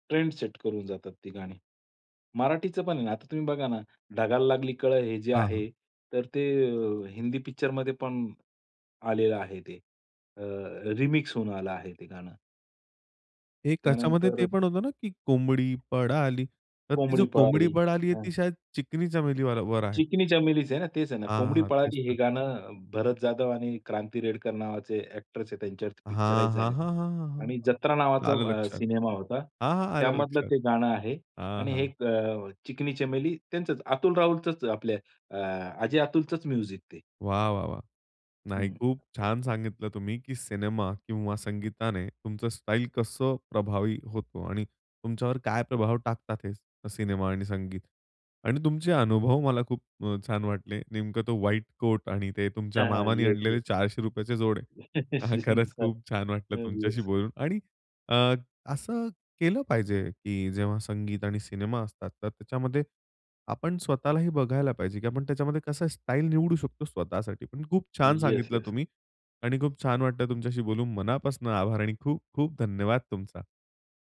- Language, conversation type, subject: Marathi, podcast, चित्रपट किंवा संगीताचा तुमच्या शैलीवर कसा परिणाम झाला?
- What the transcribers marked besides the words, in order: other background noise; in English: "पिक्चराईज"; tapping; in English: "म्युझिक"; chuckle; unintelligible speech